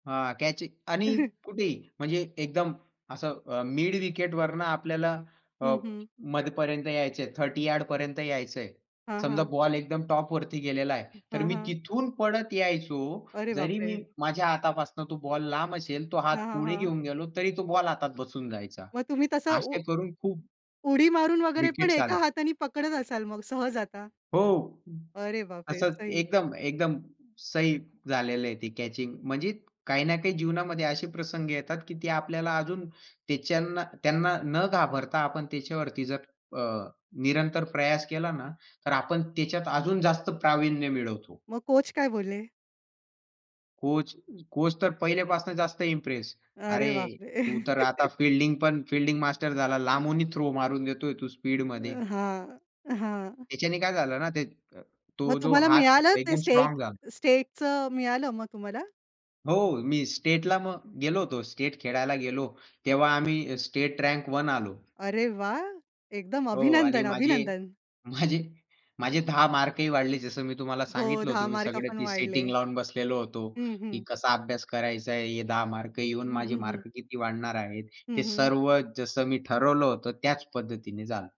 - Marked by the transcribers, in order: chuckle; tapping; in English: "थर्टी"; in English: "टॉपवरती"; other noise; laugh; other background noise
- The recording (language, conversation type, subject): Marathi, podcast, भीतीवर मात करायची असेल तर तुम्ही काय करता?